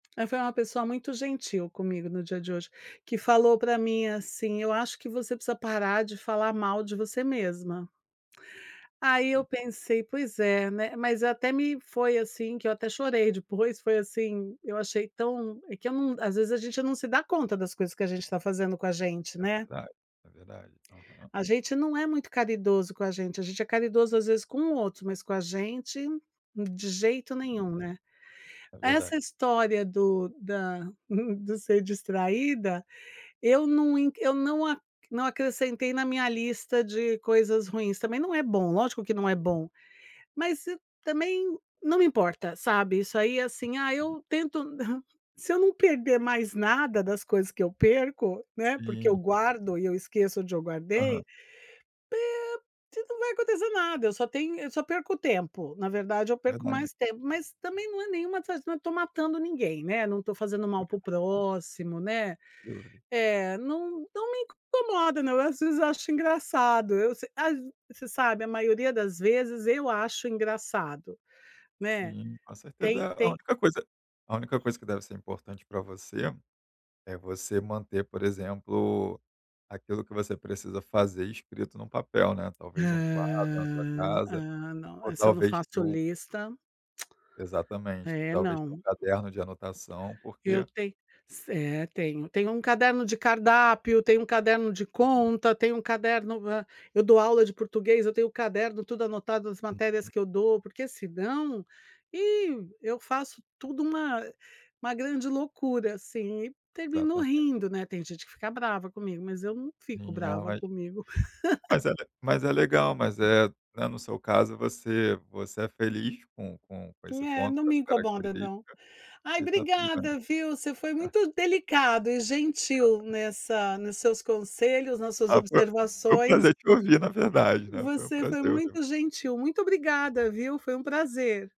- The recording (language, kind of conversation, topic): Portuguese, advice, Como as distrações constantes com o celular e as redes sociais afetam você?
- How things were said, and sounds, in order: tapping; chuckle; other background noise; chuckle; unintelligible speech; drawn out: "Ah"; tongue click; laugh; chuckle